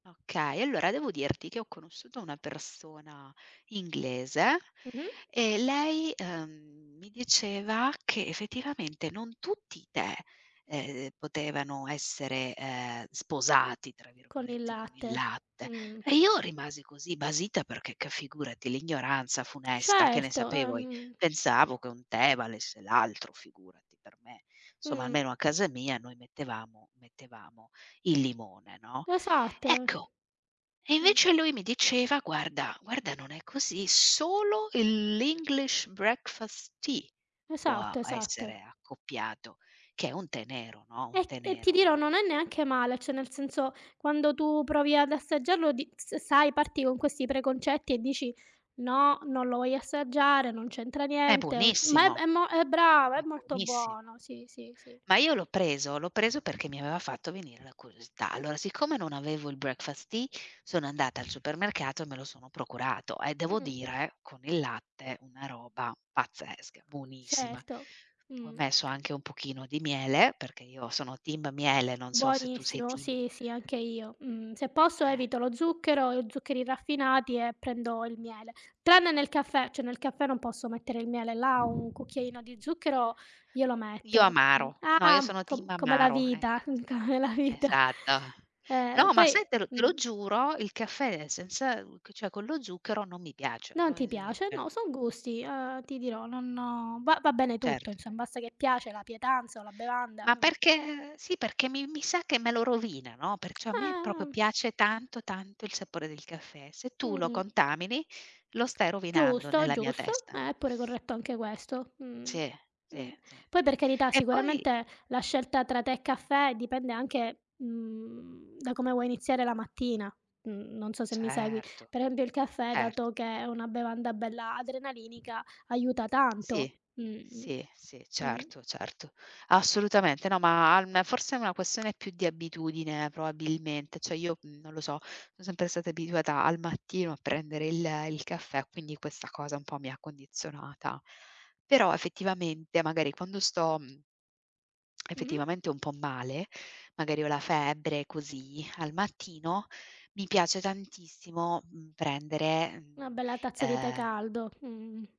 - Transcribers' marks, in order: other background noise; put-on voice: "English Breakfast"; "cioè" said as "ceh"; "curiosità" said as "curostà"; put-on voice: "Breakfast Tea"; tapping; in English: "team"; in English: "team"; in English: "team"; laughing while speaking: "Esatto!"; laughing while speaking: "come la vita"; "cioè" said as "ceh"; drawn out: "Eh"
- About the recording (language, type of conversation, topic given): Italian, unstructured, Tra caffè e tè, quale bevanda ti accompagna meglio durante la giornata?